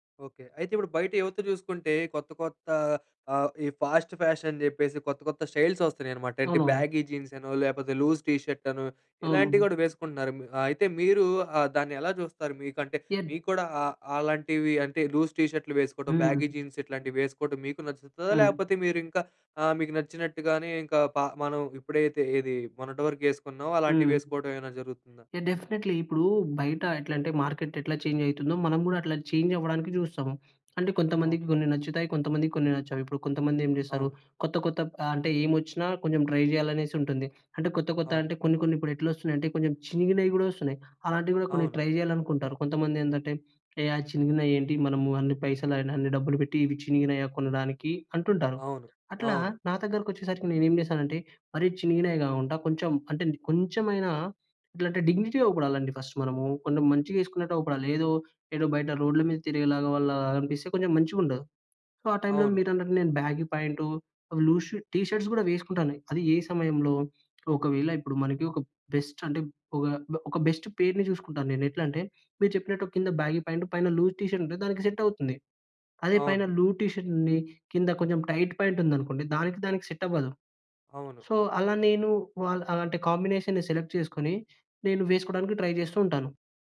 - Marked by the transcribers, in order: in English: "ఫాస్ట్ ఫ్యాషన్"; in English: "స్టైల్స్"; in English: "బ్యాగీ జీన్స్"; in English: "లూజ్ టీషర్ట్"; in English: "లూజ్"; in English: "బ్యాగీ జీన్స్"; in English: "డెఫినిట్‌లీ"; in English: "మార్కెట్"; in English: "చేంజ్"; in English: "చేంజ్"; in English: "ట్రై"; in English: "ట్రై"; in English: "డిగ్నిటీ‌గా"; in English: "సో"; in English: "బ్యాగీ"; in English: "లూస్ టీషర్ట్స్"; in English: "బెస్ట్"; in English: "బెస్ట్ పెయిర్‌ని"; in English: "బ్యాగీ ప్యాంట్"; in English: "లూజ్ టీషర్ట్"; in English: "సెట్"; in English: "లూజ్ టీషర్ట్"; in English: "టైట్ పాయింట్"; in English: "సెట్"; in English: "సో"; in English: "కాంబినేషన్‌ని సెలెక్ట్"; in English: "ట్రై"
- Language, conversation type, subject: Telugu, podcast, మీ దుస్తులు మీ గురించి ఏమి చెబుతాయనుకుంటారు?